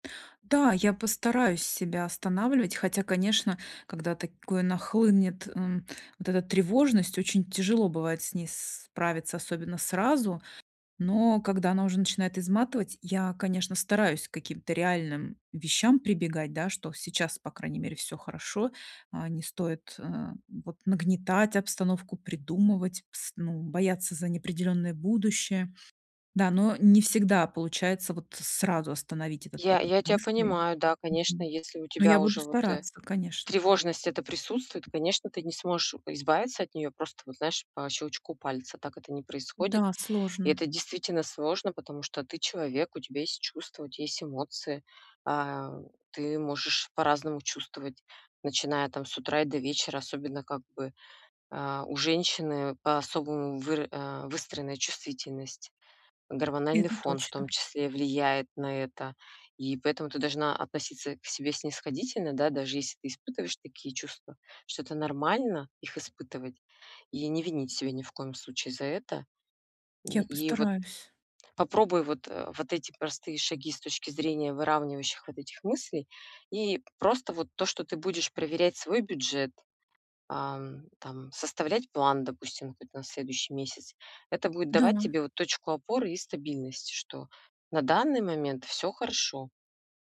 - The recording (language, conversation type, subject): Russian, advice, Как мне справиться с тревогой из-за финансовой неопределённости?
- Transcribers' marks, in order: tapping